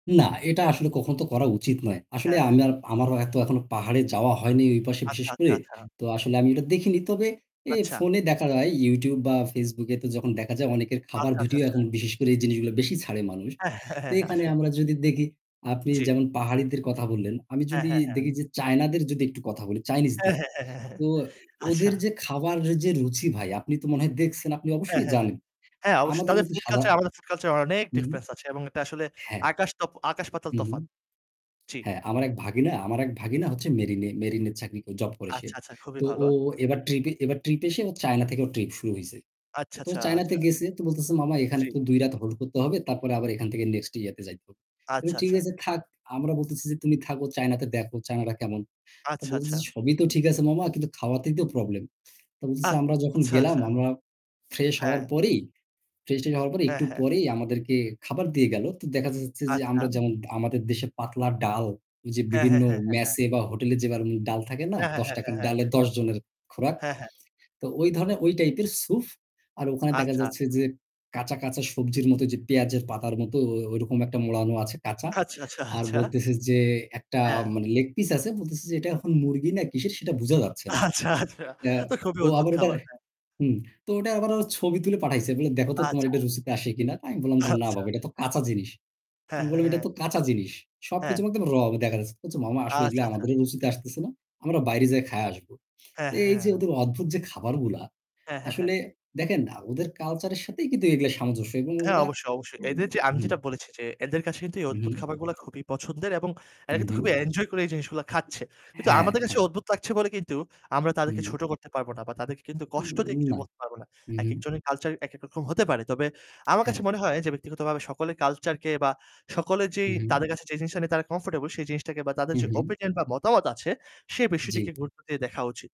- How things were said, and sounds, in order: static; laughing while speaking: "হ্যাঁ, হ্যাঁ, হ্যাঁ"; laughing while speaking: "হ্যাঁ, হ্যাঁ, হ্যাঁ, আচ্ছা"; distorted speech; laughing while speaking: "আচ্ছা"; laughing while speaking: "আচ্ছা, আচ্ছা তো খুবই অদ্ভুত খাবার! হ্যাঁ"; unintelligible speech; tapping; unintelligible speech
- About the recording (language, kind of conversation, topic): Bengali, unstructured, আপনি সবচেয়ে মজার বা অদ্ভুত কোন জায়গায় গিয়েছেন?